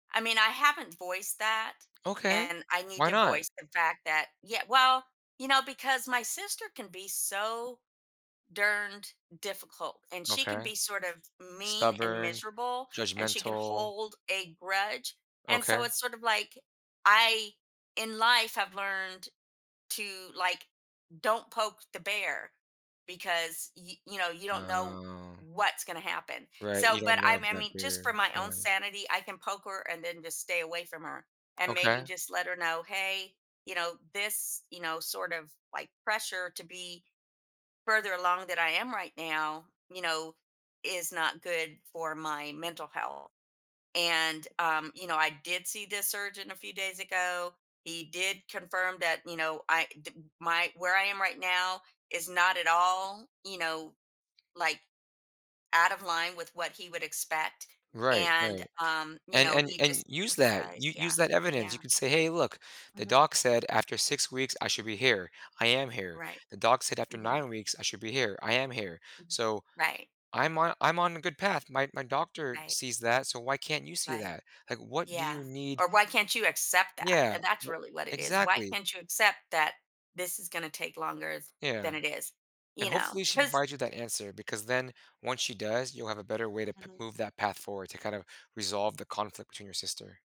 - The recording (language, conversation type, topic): English, advice, How can I stop managing my family's and coworkers' expectations?
- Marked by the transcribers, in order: drawn out: "Oh"; other background noise